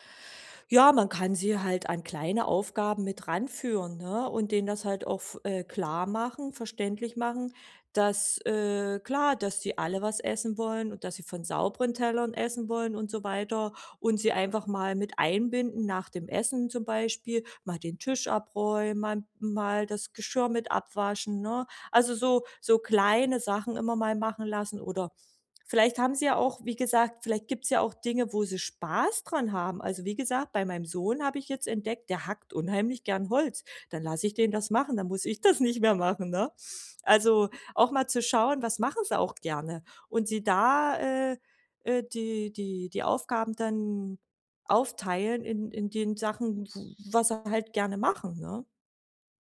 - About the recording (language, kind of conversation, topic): German, podcast, Wie teilt ihr zu Hause die Aufgaben und Rollen auf?
- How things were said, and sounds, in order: stressed: "Spaß"; other background noise